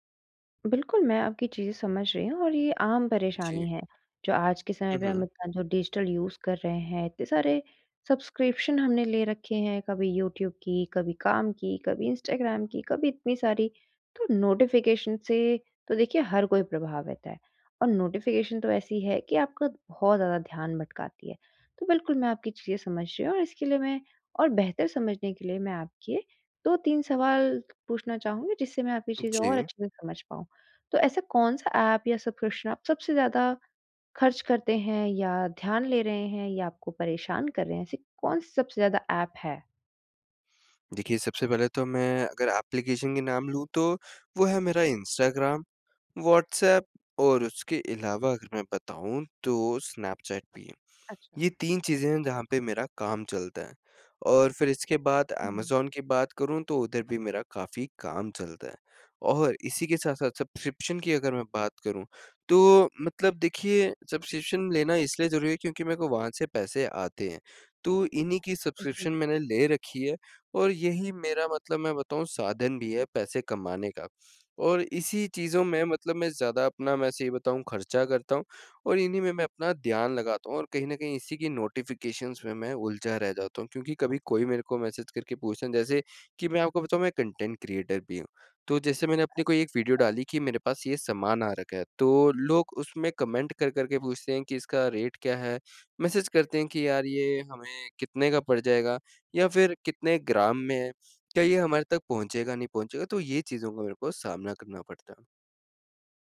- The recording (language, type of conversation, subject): Hindi, advice, आप अपने डिजिटल उपयोग को कम करके सब्सक्रिप्शन और सूचनाओं से कैसे छुटकारा पा सकते हैं?
- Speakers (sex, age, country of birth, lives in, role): female, 25-29, India, India, advisor; male, 20-24, India, India, user
- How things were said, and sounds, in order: in English: "डिजिटल यूज़"; in English: "सब्सक्रिप्शन"; in English: "नोटिफ़िकेशन"; in English: "नोटिफिकेशन"; in English: "सब्सक्रिप्शन"; in English: "ऐप्लीकेशन"; in English: "सब्सक्रिप्शन"; in English: "सब्सक्रिप्शन"; in English: "सब्सक्रिप्शन"; in English: "नोटिफिकेशंस"; in English: "मैसेज"; in English: "कॉन्टेंट क्रिएटर"; in English: "कमेंट"; in English: "रेट"; in English: "मैसेज"